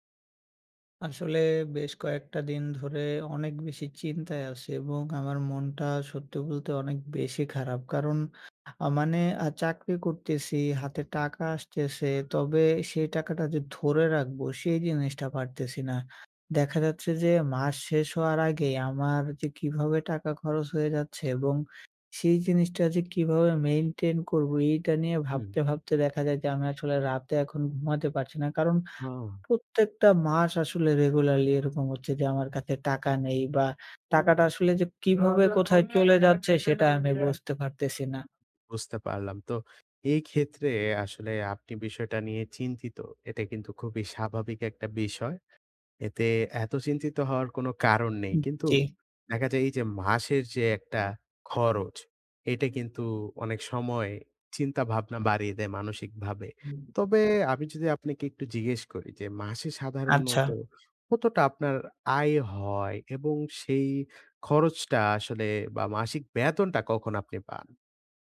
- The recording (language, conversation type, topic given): Bengali, advice, মাস শেষ হওয়ার আগেই টাকা শেষ হয়ে যাওয়া নিয়ে কেন আপনার উদ্বেগ হচ্ছে?
- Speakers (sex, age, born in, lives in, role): male, 18-19, Bangladesh, Bangladesh, user; male, 20-24, Bangladesh, Bangladesh, advisor
- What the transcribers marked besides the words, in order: tapping; in English: "regularly"; background speech